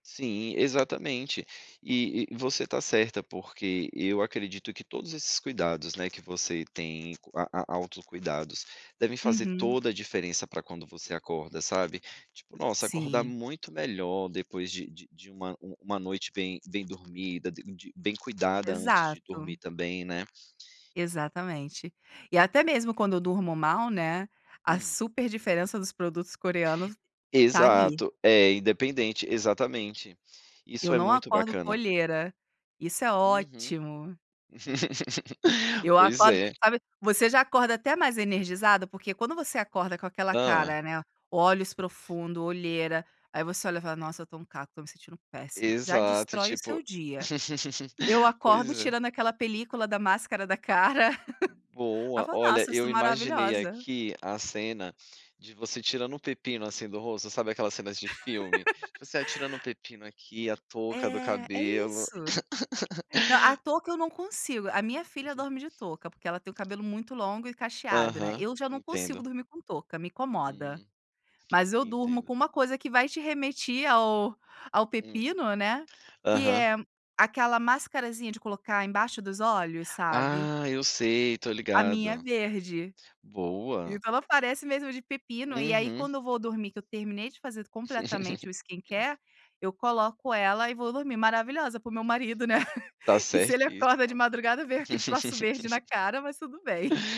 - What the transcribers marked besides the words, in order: laugh; laugh; laugh; laugh; laugh; laugh; other noise; in English: "skincare"; chuckle
- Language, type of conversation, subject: Portuguese, podcast, O que não pode faltar no seu ritual antes de dormir?